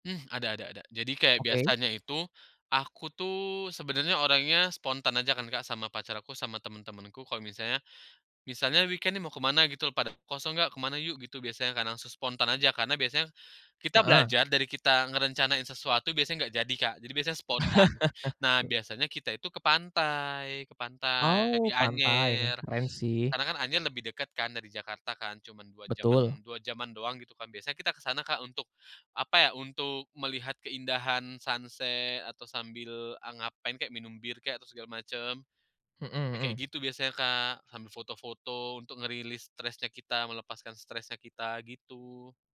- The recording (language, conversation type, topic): Indonesian, podcast, Bagaimana kamu biasanya mengisi ulang energi setelah hari yang melelahkan?
- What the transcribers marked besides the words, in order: in English: "weekend"; tapping; laugh; in English: "sunset"